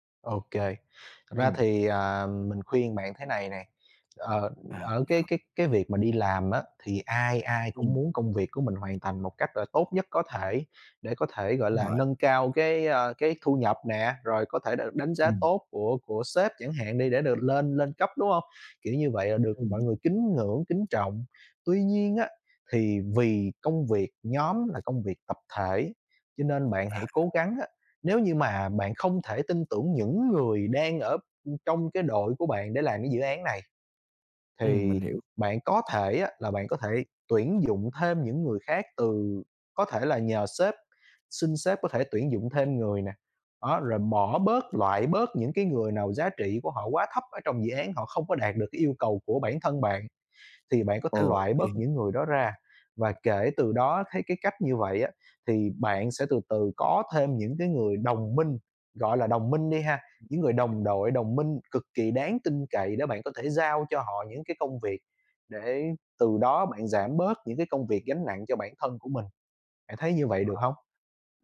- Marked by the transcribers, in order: tapping; other background noise; unintelligible speech
- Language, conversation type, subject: Vietnamese, advice, Làm sao duy trì tập luyện đều đặn khi lịch làm việc quá bận?